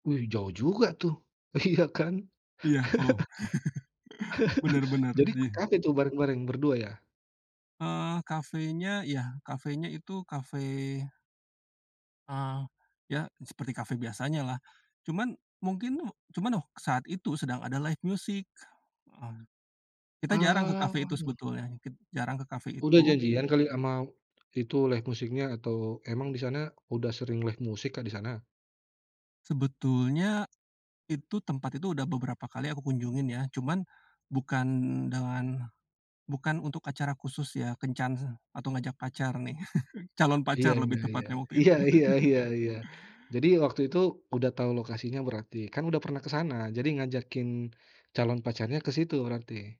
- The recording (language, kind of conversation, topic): Indonesian, podcast, Lagu apa yang selalu terhubung dengan kenangan penting kamu?
- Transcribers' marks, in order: laughing while speaking: "iya kan"; laugh; in English: "live music"; in English: "live music-nya?"; in English: "live music"; tapping; laugh; laugh